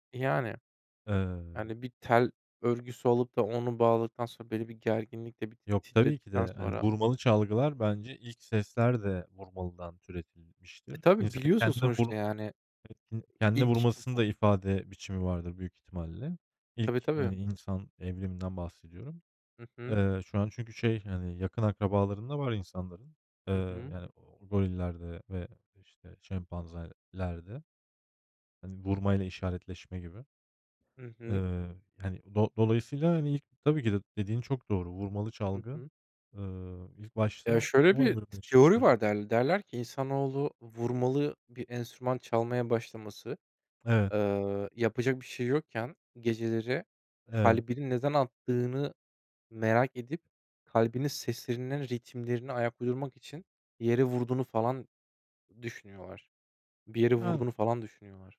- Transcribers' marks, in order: tapping; unintelligible speech; other noise; other background noise
- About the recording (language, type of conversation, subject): Turkish, unstructured, Bir günlüğüne herhangi bir enstrümanı çalabilseydiniz, hangi enstrümanı seçerdiniz?